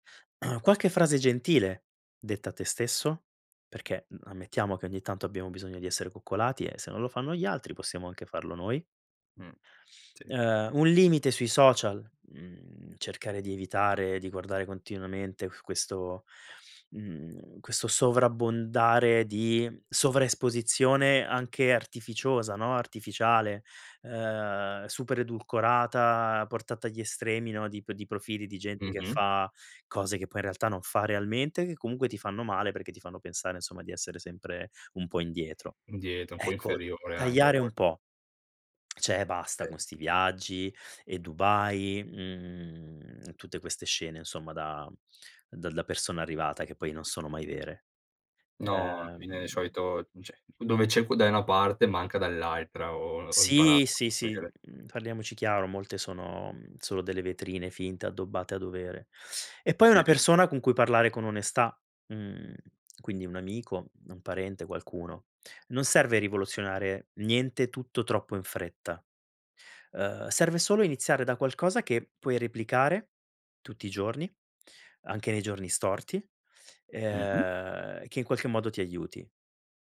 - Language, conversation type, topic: Italian, podcast, Come lavori sulla tua autostima giorno dopo giorno?
- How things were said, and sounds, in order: throat clearing; unintelligible speech; unintelligible speech; lip smack; "cioè" said as "ceh"; drawn out: "mhmm"; "cioè" said as "ceh"; unintelligible speech; tapping